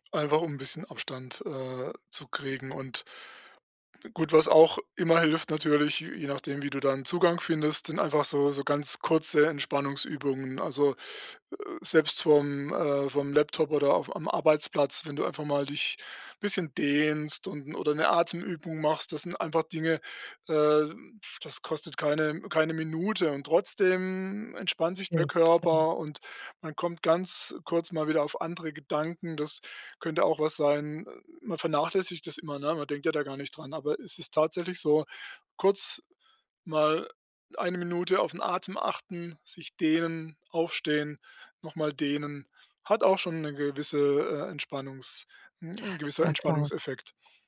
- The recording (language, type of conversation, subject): German, advice, Wie kann ich zuhause besser entspannen und vom Stress abschalten?
- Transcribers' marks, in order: other noise